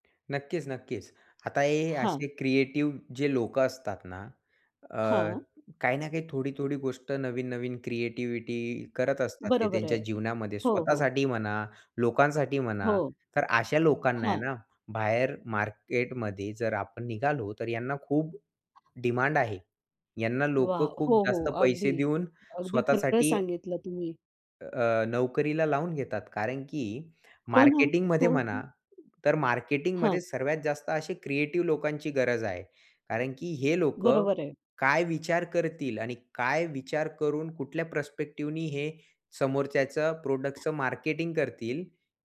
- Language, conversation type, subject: Marathi, podcast, दररोज सर्जनशील कामांसाठी थोडा वेळ तुम्ही कसा काढता?
- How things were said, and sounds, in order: tapping; other background noise; in English: "प्रस्पेकटीव"; in English: "प्रॉडक्टच"